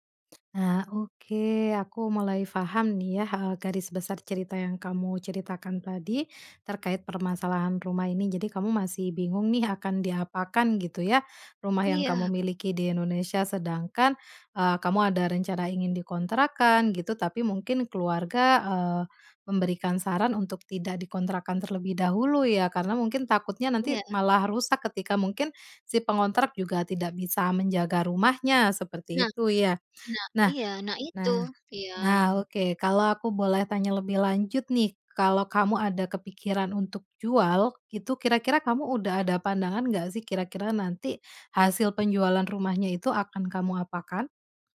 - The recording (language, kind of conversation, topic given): Indonesian, advice, Apakah Anda sedang mempertimbangkan untuk menjual rumah agar bisa hidup lebih sederhana, atau memilih mempertahankan properti tersebut?
- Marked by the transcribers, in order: none